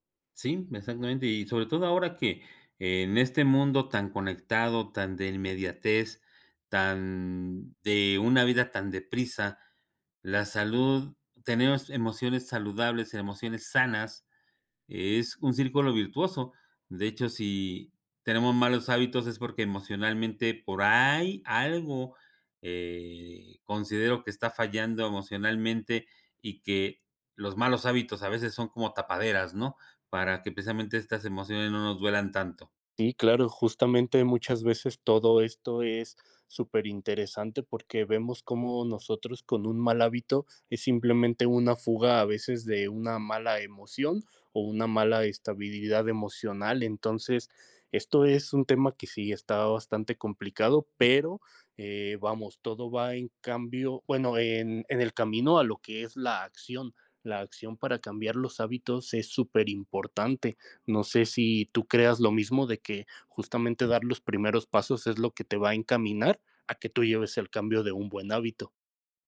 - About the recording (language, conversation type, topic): Spanish, unstructured, ¿Alguna vez cambiaste un hábito y te sorprendieron los resultados?
- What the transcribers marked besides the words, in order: "precisamente" said as "presamente"